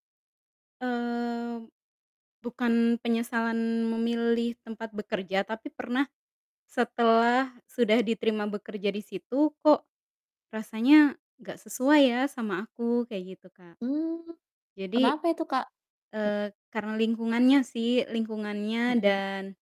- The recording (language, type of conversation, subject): Indonesian, podcast, Menurut Anda, kapan penyesalan sebaiknya dijadikan motivasi?
- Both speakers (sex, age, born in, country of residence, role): female, 30-34, Indonesia, Indonesia, guest; female, 30-34, Indonesia, Indonesia, host
- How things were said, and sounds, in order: none